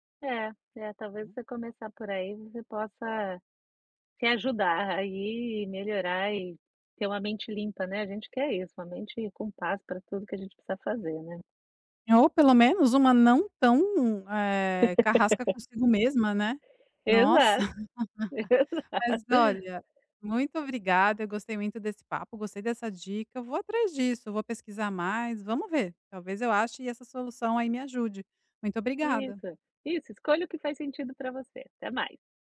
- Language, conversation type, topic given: Portuguese, advice, Como posso me desapegar de pensamentos negativos de forma saudável sem ignorar o que sinto?
- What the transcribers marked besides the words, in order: laugh; laughing while speaking: "Exato"